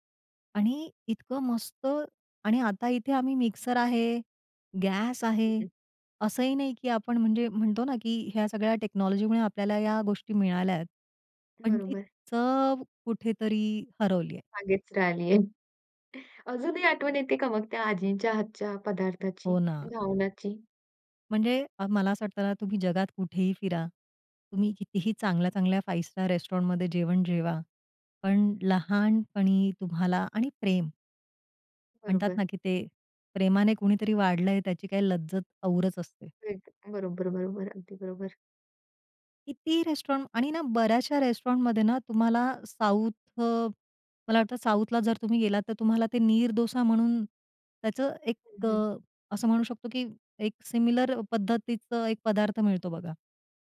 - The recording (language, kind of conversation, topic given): Marathi, podcast, लहानपणीची आठवण जागवणारे कोणते खाद्यपदार्थ तुम्हाला लगेच आठवतात?
- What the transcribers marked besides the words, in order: other background noise; in English: "टेक्नॉलॉजीमुळे"; chuckle; in English: "फाइव्ह स्टार रेस्टॉरंटमध्ये"; in English: "रेस्टॉरंट"; in English: "रेस्टॉरंटमध्ये"; in English: "सिमिलर"